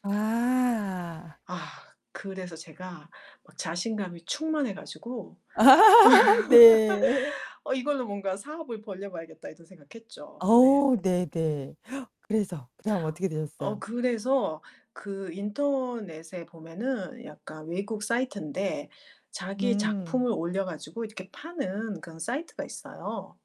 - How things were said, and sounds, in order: laugh; laughing while speaking: "네"; gasp; other background noise
- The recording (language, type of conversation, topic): Korean, podcast, 가장 시간을 잘 보냈다고 느꼈던 취미는 무엇인가요?